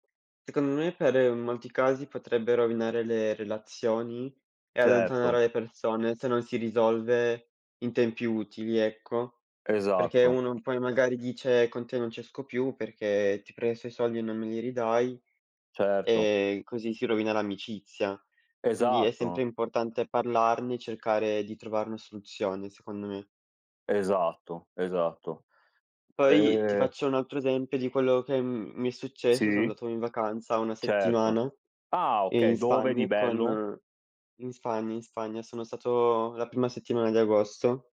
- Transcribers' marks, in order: other background noise
- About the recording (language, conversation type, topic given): Italian, unstructured, Hai mai litigato per soldi con un amico o un familiare?